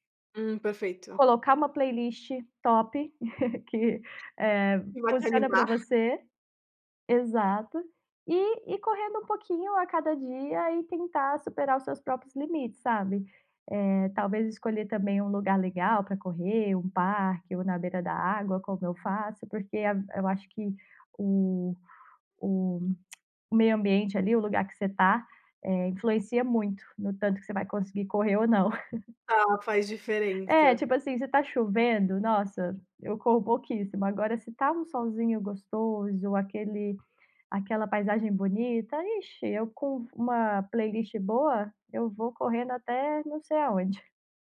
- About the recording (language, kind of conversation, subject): Portuguese, podcast, Que atividade ao ar livre te recarrega mais rápido?
- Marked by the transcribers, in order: chuckle; other background noise; tongue click; chuckle